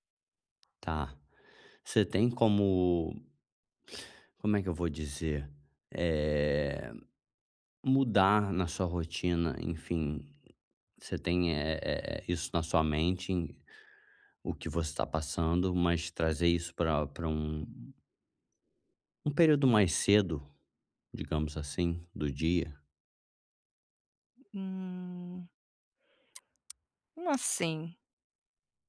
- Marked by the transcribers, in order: tapping
- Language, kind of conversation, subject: Portuguese, advice, Como é a sua rotina relaxante antes de dormir?